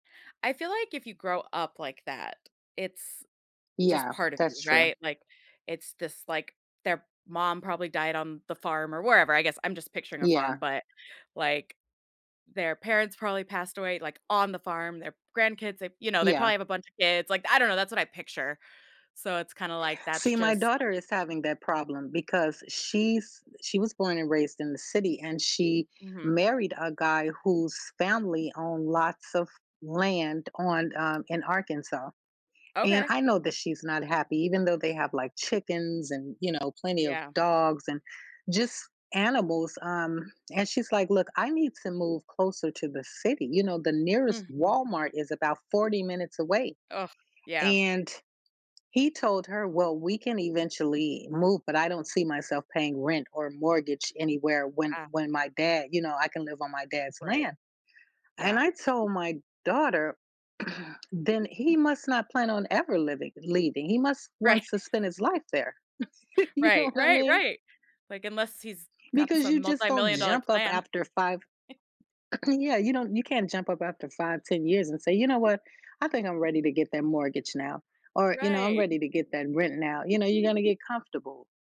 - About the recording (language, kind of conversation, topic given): English, unstructured, How do our surroundings shape the way we live and connect with others?
- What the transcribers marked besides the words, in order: tapping; throat clearing; laughing while speaking: "Right"; chuckle; other background noise